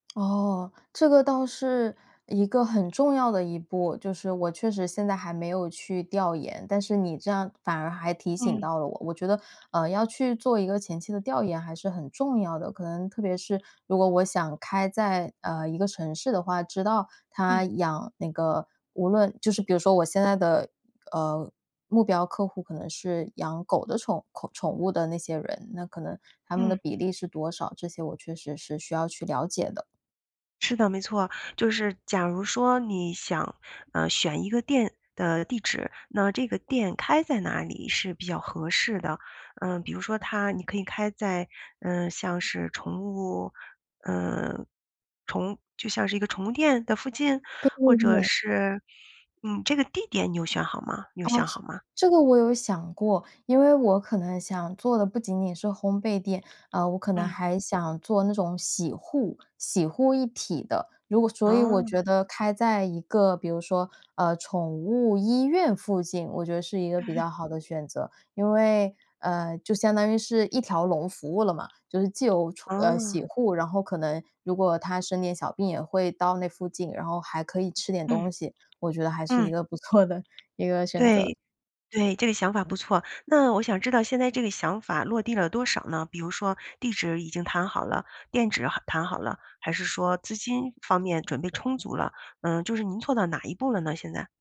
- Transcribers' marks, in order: other background noise; laugh; laughing while speaking: "不错的"
- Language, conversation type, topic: Chinese, advice, 我因为害怕经济失败而不敢创业或投资，该怎么办？